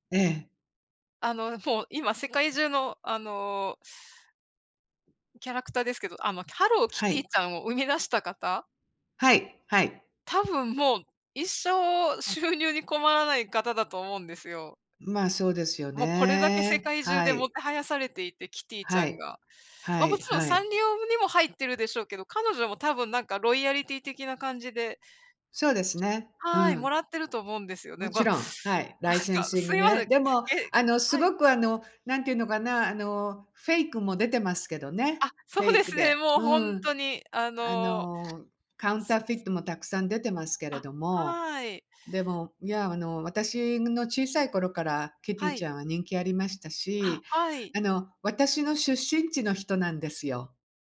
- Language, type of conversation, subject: Japanese, unstructured, 将来の目標は何ですか？
- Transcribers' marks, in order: in English: "ライセンシング"; laughing while speaking: "そうですね"; in English: "カウンターフィット"